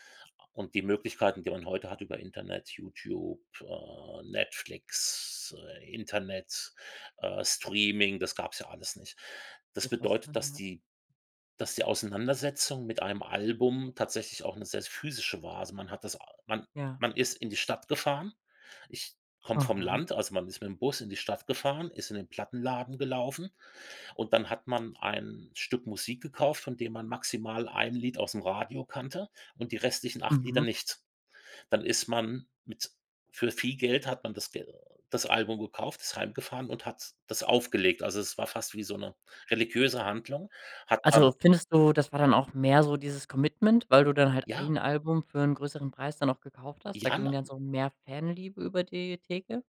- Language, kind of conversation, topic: German, podcast, Welches Album würdest du auf eine einsame Insel mitnehmen?
- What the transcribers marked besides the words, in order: in English: "Commitment"; stressed: "ein"; other noise